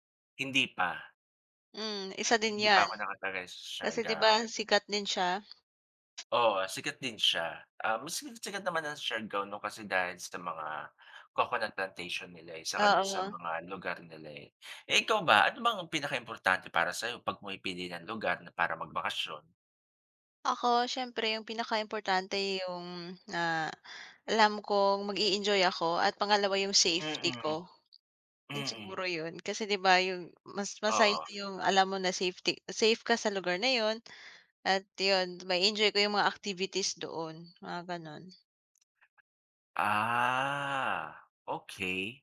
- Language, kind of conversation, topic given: Filipino, unstructured, Saan mo gustong magbakasyon kung magkakaroon ka ng pagkakataon?
- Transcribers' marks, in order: other noise; tapping; in English: "coconut plantation"; drawn out: "Ah"